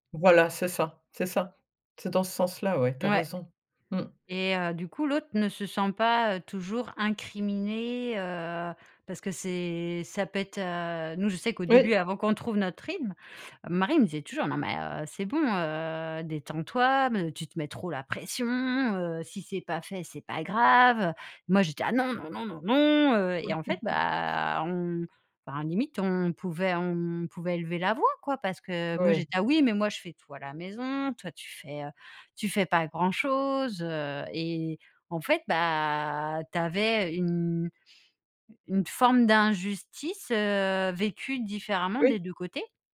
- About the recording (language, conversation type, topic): French, podcast, Comment répartis-tu les tâches ménagères chez toi ?
- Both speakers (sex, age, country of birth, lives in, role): female, 40-44, France, France, guest; female, 55-59, France, France, host
- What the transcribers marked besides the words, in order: tapping; stressed: "pression"; chuckle